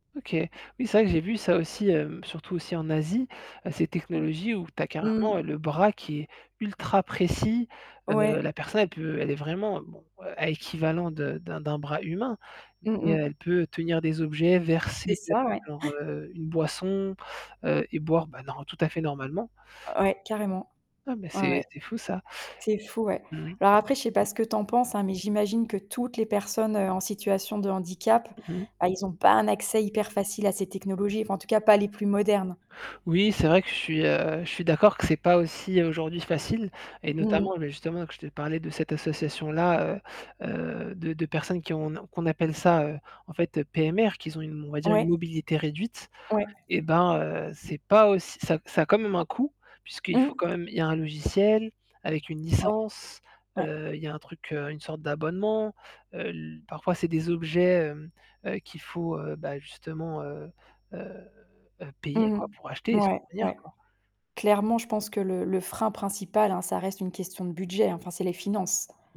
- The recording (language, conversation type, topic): French, unstructured, Comment la technologie peut-elle aider les personnes en situation de handicap ?
- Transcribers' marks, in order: static; other background noise; tapping; distorted speech; gasp